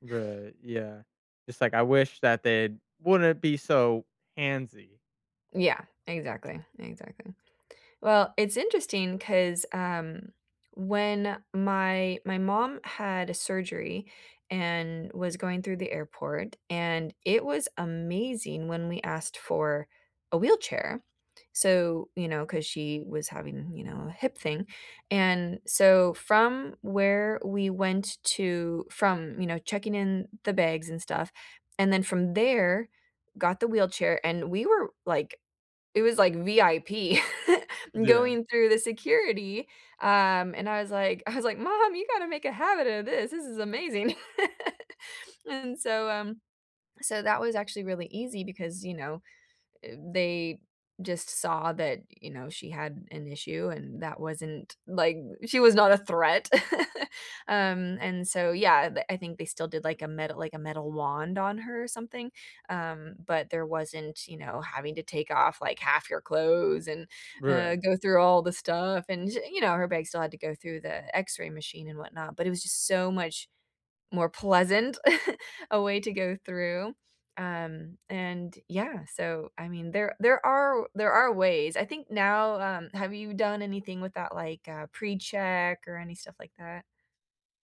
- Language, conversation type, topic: English, unstructured, What frustrates you most about airport security lines?
- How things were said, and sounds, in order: laugh; laughing while speaking: "I"; laugh; laugh; chuckle